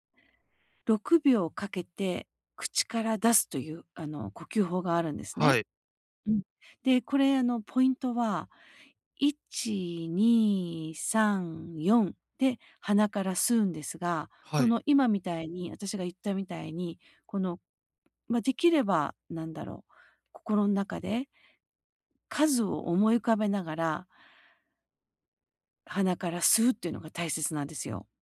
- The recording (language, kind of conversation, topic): Japanese, advice, 人前で話すときに自信を高めるにはどうすればよいですか？
- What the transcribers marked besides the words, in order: none